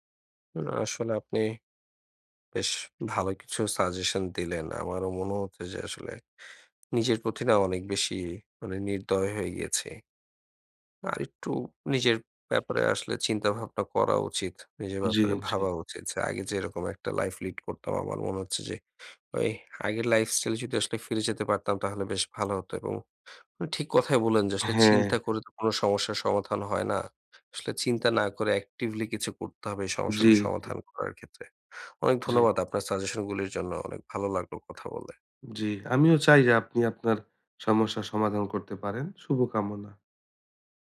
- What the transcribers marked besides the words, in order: in English: "life lead"; in English: "actively"
- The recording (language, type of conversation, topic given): Bengali, advice, নিজের শরীর বা চেহারা নিয়ে আত্মসম্মান কমে যাওয়া